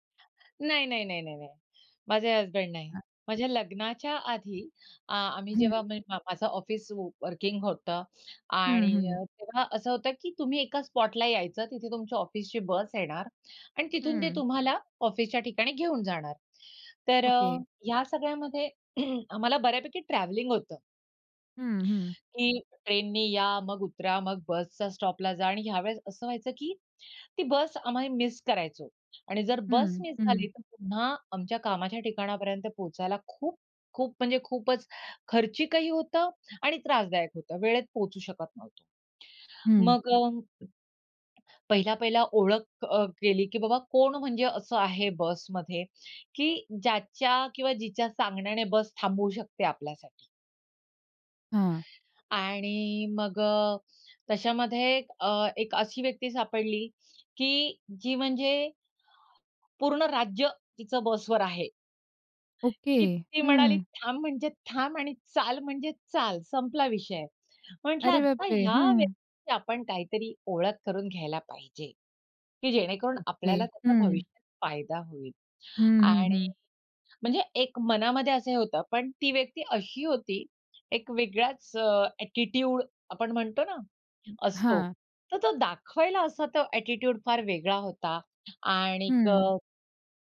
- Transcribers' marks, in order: other noise; in English: "व वर्किंग"; throat clearing; tapping; other background noise; surprised: "अरे बापरे!"; in English: "ॲटिट्यूड"; in English: "ॲटिट्यूड"
- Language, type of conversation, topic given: Marathi, podcast, प्रवासात भेटलेले मित्र दीर्घकाळ टिकणारे जिवलग मित्र कसे बनले?